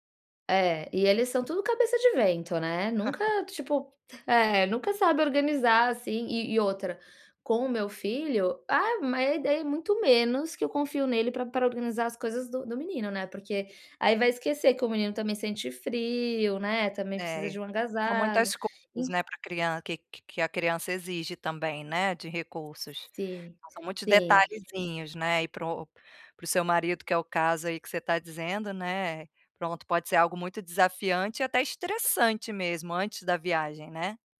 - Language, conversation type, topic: Portuguese, advice, Como posso lidar com a ansiedade causada por imprevistos durante viagens?
- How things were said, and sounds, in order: laugh; tapping; other background noise